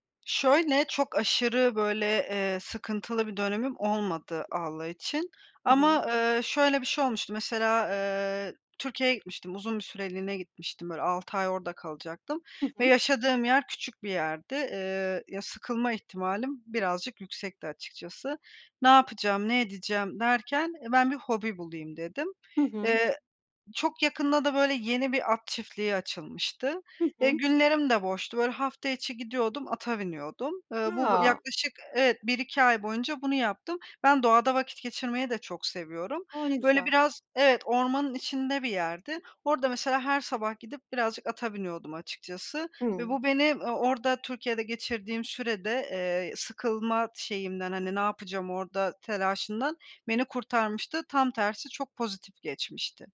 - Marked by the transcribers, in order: unintelligible speech
- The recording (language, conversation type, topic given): Turkish, podcast, Hobiler stresle başa çıkmana nasıl yardımcı olur?
- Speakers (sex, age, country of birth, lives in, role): female, 30-34, Turkey, Spain, guest; female, 50-54, Turkey, Italy, host